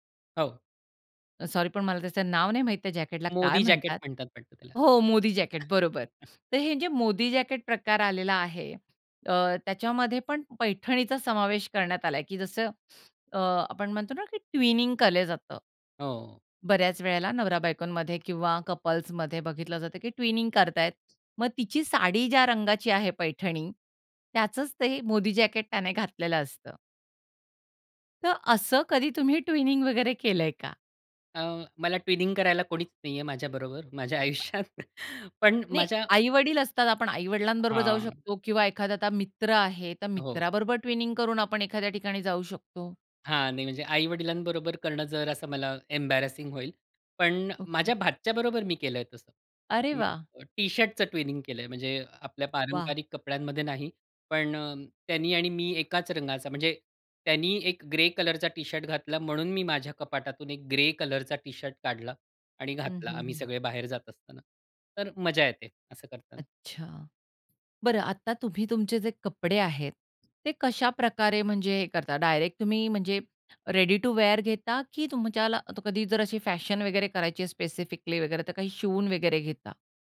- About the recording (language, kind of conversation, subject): Marathi, podcast, फॅशनसाठी तुम्हाला प्रेरणा कुठून मिळते?
- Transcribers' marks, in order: stressed: "मोदी जॅकेट"; other background noise; in English: "ट्विनिंग"; "केल्या" said as "कल्या"; in English: "कपल्समध्ये"; in English: "ट्विनिंग"; in English: "ट्विनिंग"; in English: "ट्विनिंग"; chuckle; in English: "ट्विनिंग"; in English: "एम्बॅरसिंग"; unintelligible speech; in English: "ट्विनिंग"; in English: "रेडी टू वियर"; in English: "स्पेसिफिकली"